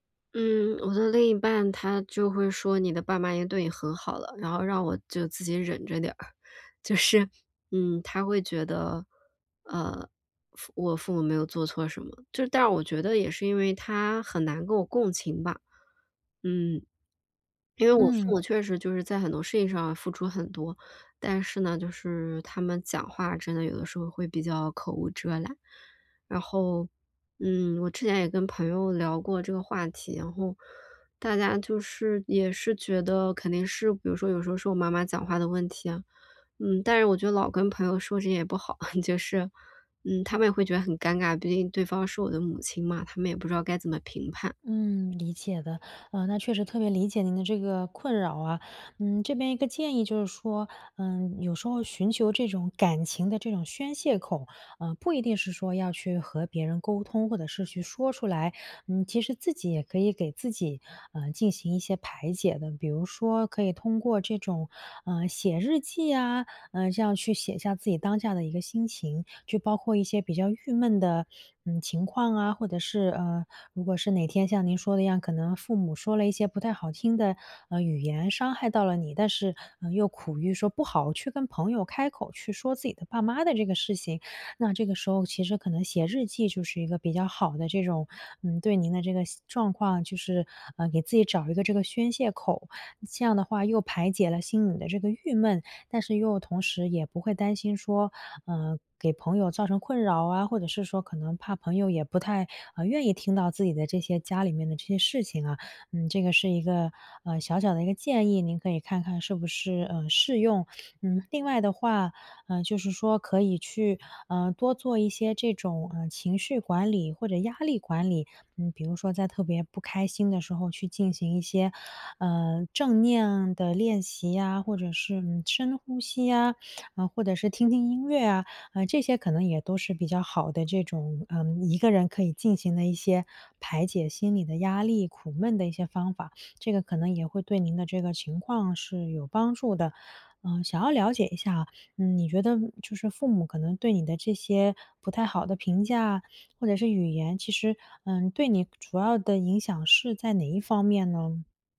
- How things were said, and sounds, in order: laughing while speaking: "就是"; chuckle; "这样" said as "计样"; other background noise
- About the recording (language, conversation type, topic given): Chinese, advice, 我怎样在变化中保持心理韧性和自信？